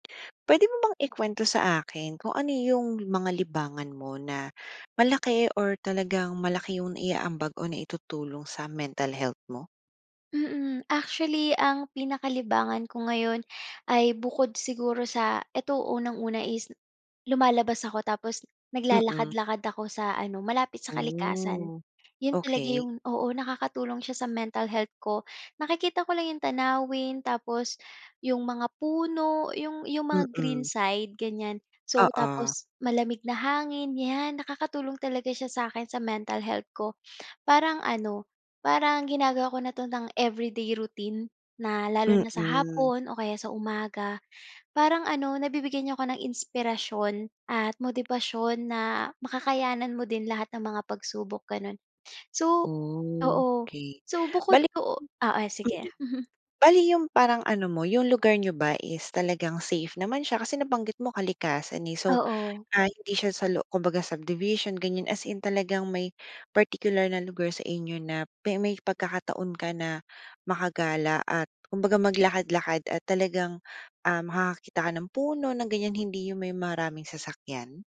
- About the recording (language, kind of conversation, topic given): Filipino, podcast, Anong libangan ang pinaka-nakakatulong sa kalusugan ng isip mo?
- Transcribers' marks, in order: tapping; drawn out: "Oh"; other background noise; laughing while speaking: "mm"